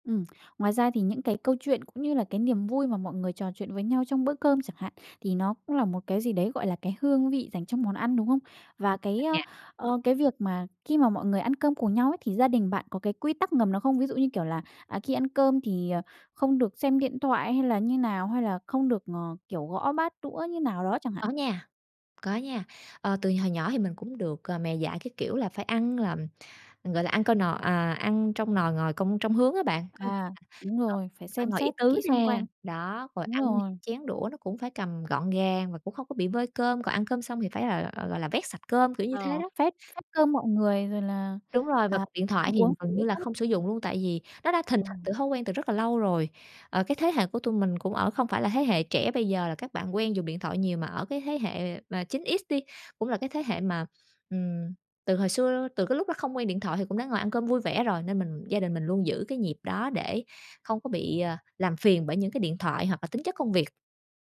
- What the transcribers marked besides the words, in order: tapping; unintelligible speech; unintelligible speech; other background noise; "hình" said as "thình"; unintelligible speech
- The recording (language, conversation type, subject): Vietnamese, podcast, Bạn làm gì để bữa cơm gia đình vui hơn?